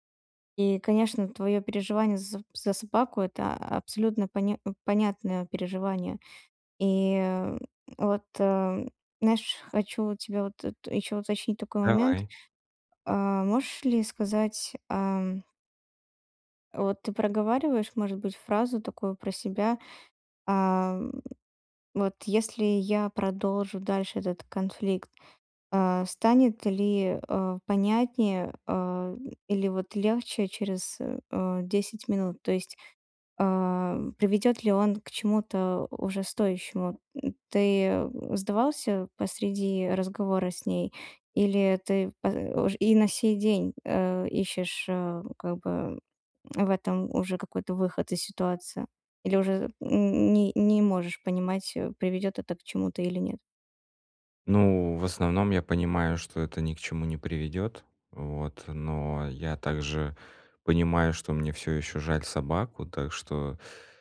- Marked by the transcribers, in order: grunt
- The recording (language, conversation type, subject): Russian, advice, Как вести разговор, чтобы не накалять эмоции?